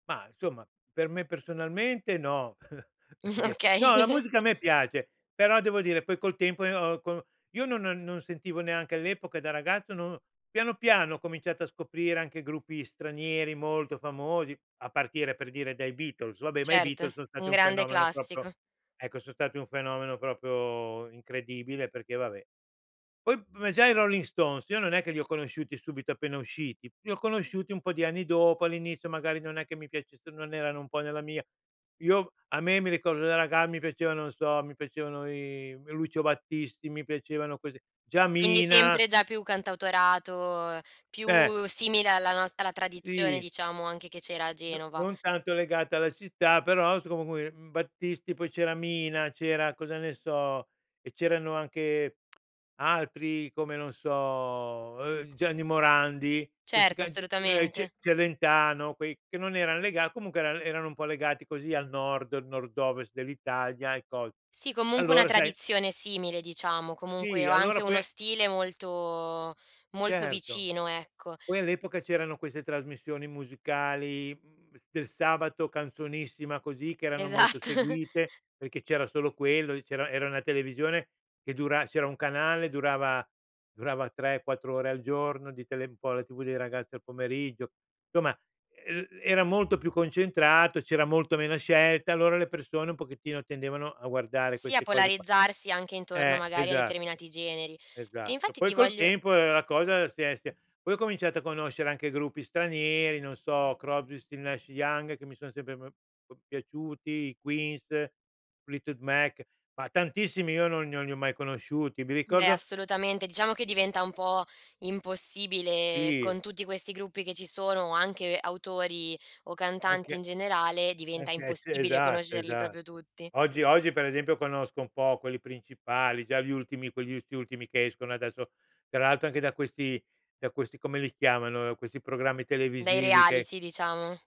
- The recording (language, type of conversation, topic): Italian, podcast, Quanto conta la tua città nel tuo gusto musicale?
- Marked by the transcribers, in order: chuckle; laughing while speaking: "perché"; laughing while speaking: "Okay"; "proprio" said as "propro"; "proprio" said as "propio"; drawn out: "i"; tapping; unintelligible speech; tongue click; drawn out: "so"; unintelligible speech; drawn out: "molto"; laughing while speaking: "Esatt"; "Queen" said as "queens"; "non" said as "gnon"; "proprio" said as "propio"